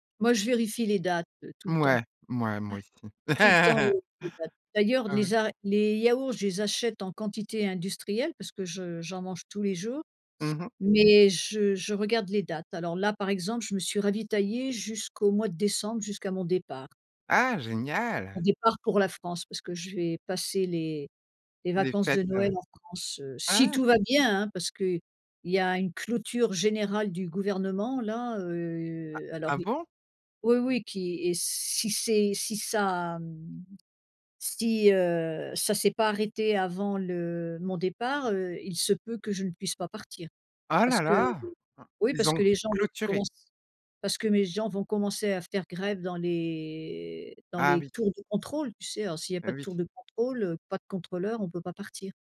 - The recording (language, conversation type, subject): French, podcast, Quelle action simple peux-tu faire au quotidien pour réduire tes déchets ?
- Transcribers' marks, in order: laugh; other background noise; drawn out: "heu"; surprised: "Ah ah, bon ?"; other noise; drawn out: "les"